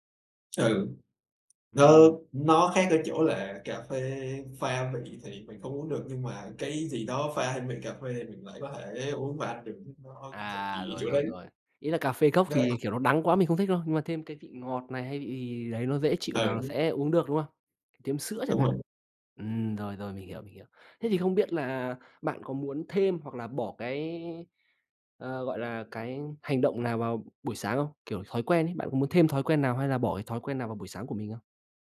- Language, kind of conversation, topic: Vietnamese, podcast, Bạn có thể chia sẻ thói quen buổi sáng của mình không?
- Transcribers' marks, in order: tapping; other background noise; unintelligible speech; unintelligible speech